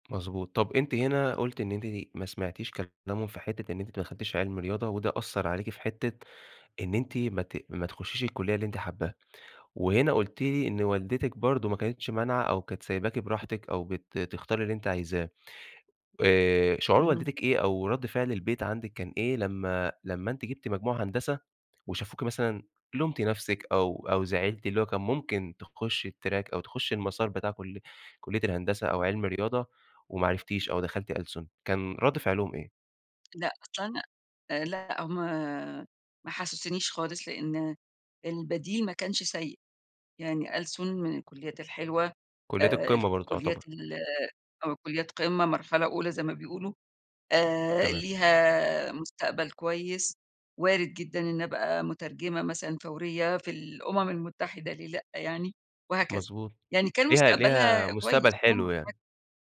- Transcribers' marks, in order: tapping; in English: "الTrack"; unintelligible speech
- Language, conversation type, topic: Arabic, podcast, إيه التجربة اللي خلّتك تسمع لنفسك الأول؟